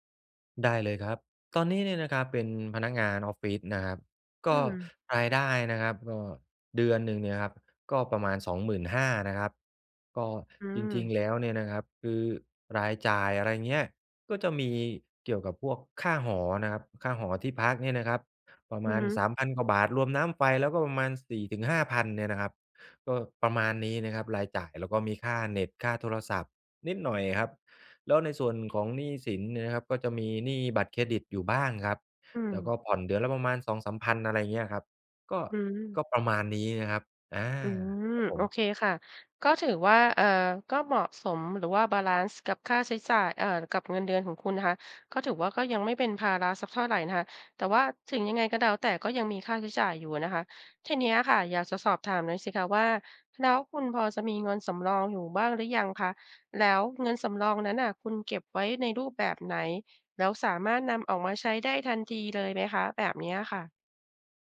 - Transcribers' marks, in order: none
- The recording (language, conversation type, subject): Thai, advice, ฉันควรเริ่มออมเงินสำหรับเหตุฉุกเฉินอย่างไรดี?